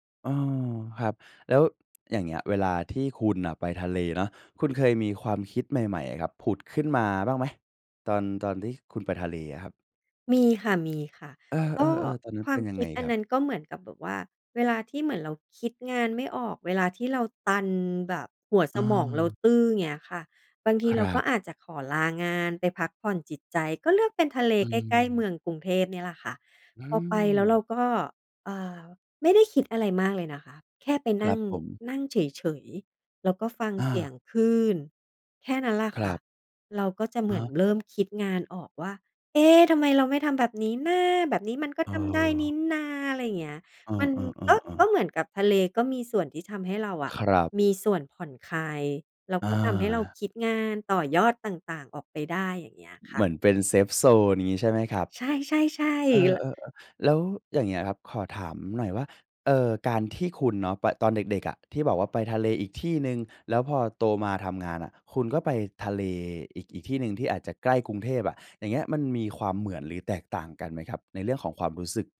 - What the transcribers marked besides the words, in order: put-on voice: "เอ๊ะ ! ทำไมเราไม่ทำแบบนี้นะ แบบนี้มันก็ทำได้นี่นา"; in English: "safe zone"; joyful: "ใช่ ๆ ๆ"
- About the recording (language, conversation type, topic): Thai, podcast, ท้องทะเลที่เห็นครั้งแรกส่งผลต่อคุณอย่างไร?